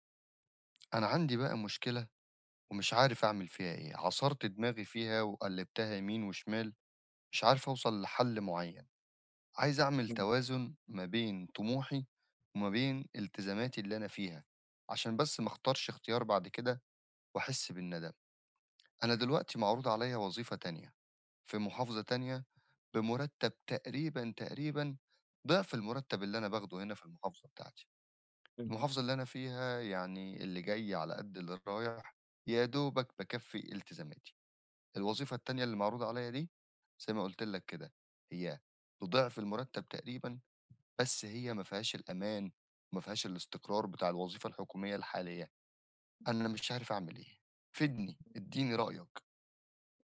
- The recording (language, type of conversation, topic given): Arabic, advice, ازاي أوازن بين طموحي ومسؤولياتي دلوقتي عشان ما أندمش بعدين؟
- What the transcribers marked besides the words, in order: none